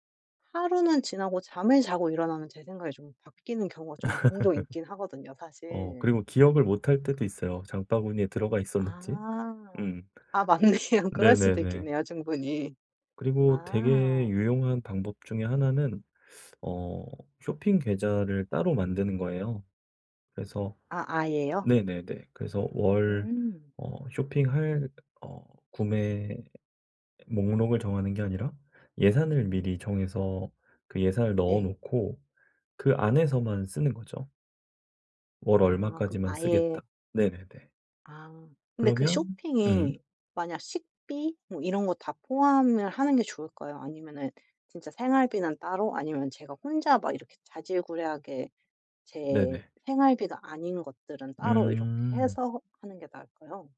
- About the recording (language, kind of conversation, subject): Korean, advice, 일상에서 구매 습관을 어떻게 조절하고 꾸준히 유지할 수 있을까요?
- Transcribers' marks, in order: laugh; laughing while speaking: "맞네요"